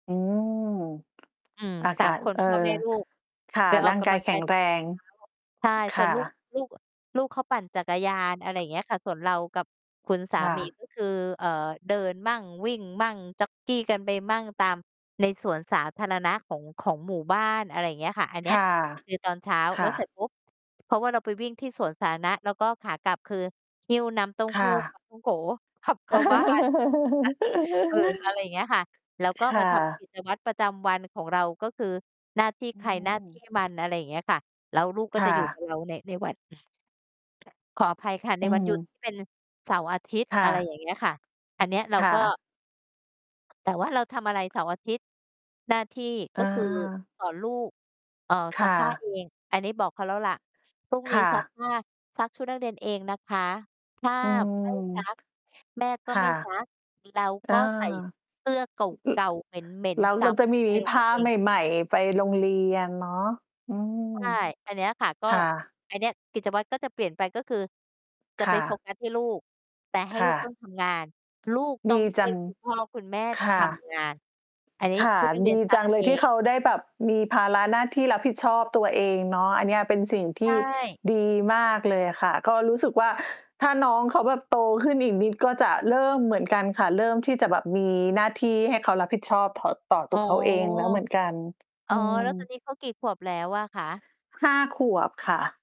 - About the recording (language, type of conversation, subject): Thai, unstructured, กิจวัตรตอนเช้าของคุณเป็นอย่างไรบ้าง?
- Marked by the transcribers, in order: mechanical hum; static; distorted speech; "จ็อกกิง" said as "จ็อกกี้"; laugh; chuckle; other background noise